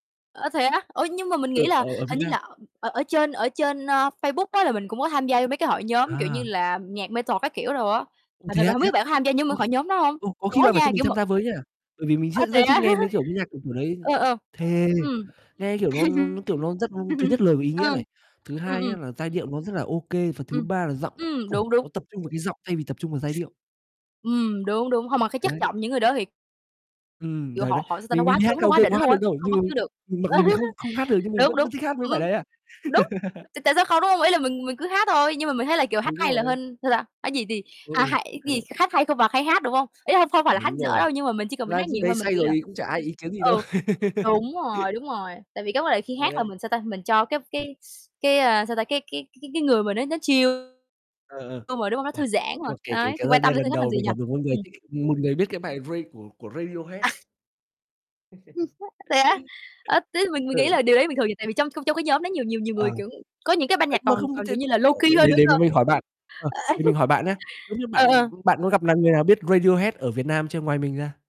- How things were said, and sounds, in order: other background noise; in English: "metal"; static; mechanical hum; laugh; laugh; tapping; distorted speech; laugh; laugh; laugh; in English: "chill"; laughing while speaking: "À"; laugh; unintelligible speech; in English: "low key"; laugh
- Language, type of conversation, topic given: Vietnamese, unstructured, Bạn thường nghe thể loại nhạc nào nhất?